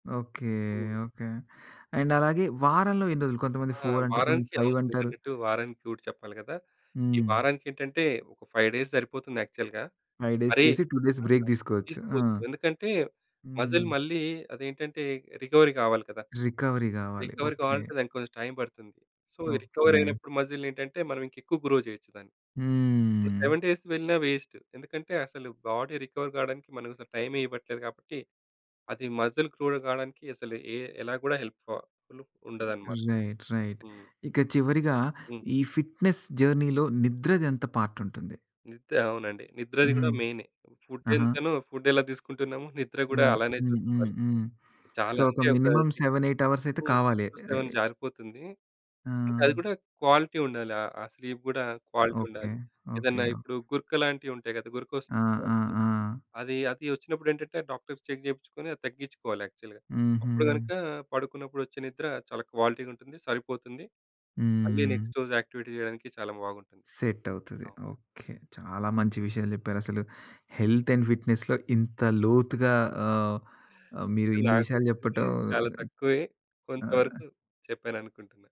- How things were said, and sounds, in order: in English: "అండ్"; other background noise; in English: "రూట్"; in English: "ఫైవ్ డేస్"; in English: "యాక్చువల్‌గా"; in English: "ఫైవ్ డేస్"; in English: "టూ డేస్ బ్రేక్"; in English: "మజిల్"; in English: "రికవరీ"; in English: "రికవరీ"; in English: "రికవరీ"; in English: "సో ఈ రికవర్"; in English: "మజిల్"; in English: "గ్రో"; drawn out: "హ్మ్"; in English: "సెవెన్ డేస్‌కి"; in English: "వేస్ట్"; in English: "బాడీ రికవరీ"; in English: "మసిల్ క్రూడ్"; in English: "హెల్ప్"; in English: "రైట్, రైట్"; in English: "ఫుల్"; in English: "ఫిట్‌నెస్ జర్నీలో"; in English: "పార్ట్"; in English: "ఫుడ్"; in English: "ఫుడ్"; in English: "సో"; in English: "మినిమమ్ సెవెన్ ఎయిట్ హవర్స్"; in English: "క్వాలిటీ"; in English: "స్లీప్"; in English: "క్వాలిటీ"; in English: "డాక్టర్స్‌కి చెక్"; in English: "యాక్చువల్‌గా"; in English: "నెక్స్ట్"; in English: "యాక్టివిటీ"; in English: "సెట్"; in English: "హెల్త్ అండ్ ఫిట్‌నెస్‌లో"
- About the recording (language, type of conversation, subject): Telugu, podcast, ఉదయం వ్యాయామం చేయడం మీ రోజును ఎలా మార్చుతుంది?